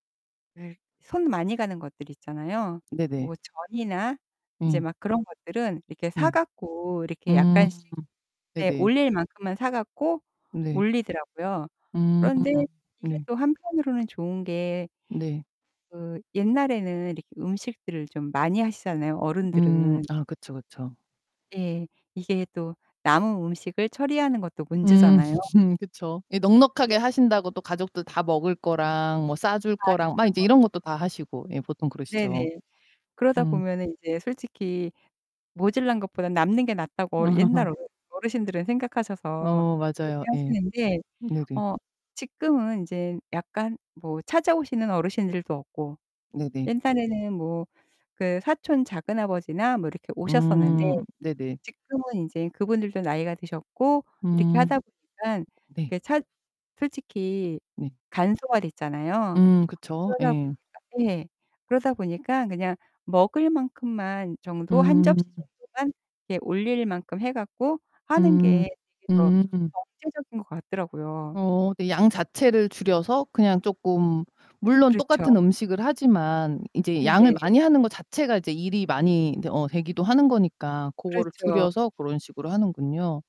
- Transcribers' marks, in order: distorted speech; other background noise; static; laughing while speaking: "음"; background speech; laugh
- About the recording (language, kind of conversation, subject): Korean, podcast, 제사나 추모 음식을 준비하는 과정은 보통 어떻게 진행하나요?